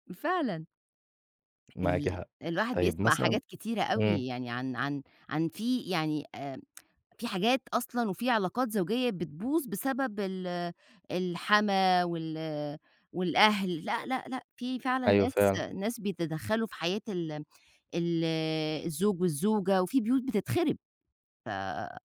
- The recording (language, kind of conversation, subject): Arabic, podcast, إزاي تتعامل مع حماة أو أهل الزوج/الزوجة؟
- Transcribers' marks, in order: tapping; tsk